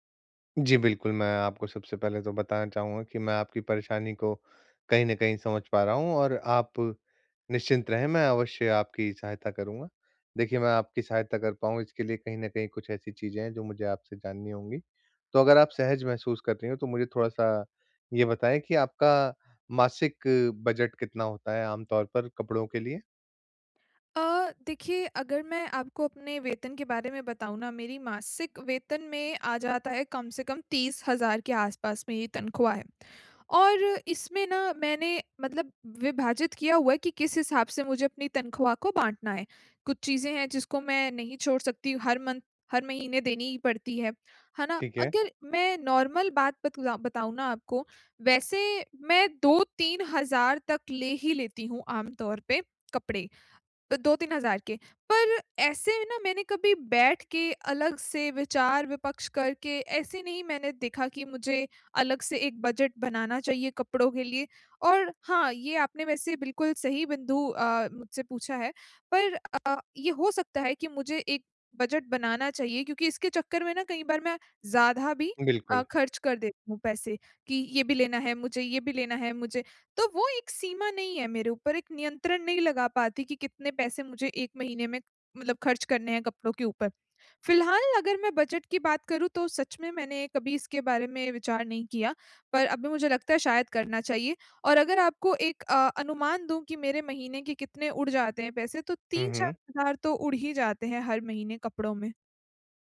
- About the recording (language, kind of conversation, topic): Hindi, advice, कम बजट में स्टाइलिश दिखने के आसान तरीके
- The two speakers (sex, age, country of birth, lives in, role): female, 25-29, India, India, user; male, 25-29, India, India, advisor
- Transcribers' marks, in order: in English: "मन्थ"; in English: "नॉर्मल"